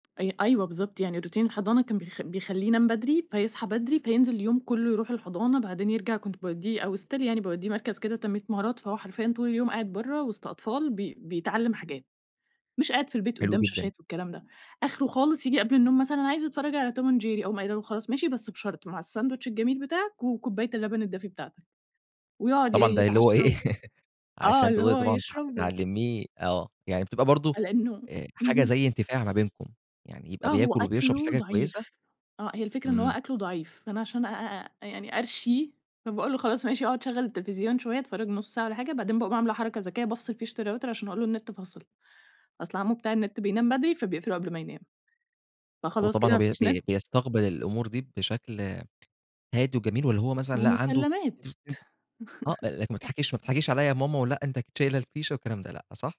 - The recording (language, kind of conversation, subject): Arabic, podcast, إيه الروتين اللي بتعملوه قبل ما الأطفال يناموا؟
- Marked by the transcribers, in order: tapping; in English: "روتين"; in English: "still"; laugh; in English: "الRouter"; unintelligible speech; laugh